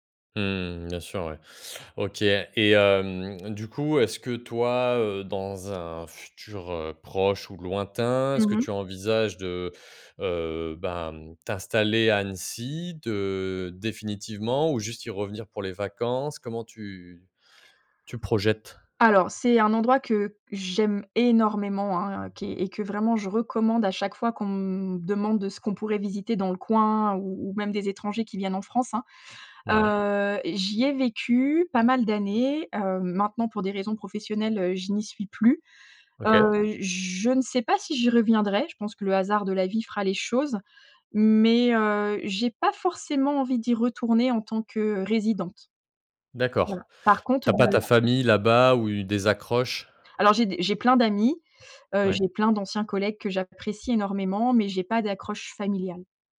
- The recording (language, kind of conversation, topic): French, podcast, Quel endroit recommandes-tu à tout le monde, et pourquoi ?
- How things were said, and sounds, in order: other background noise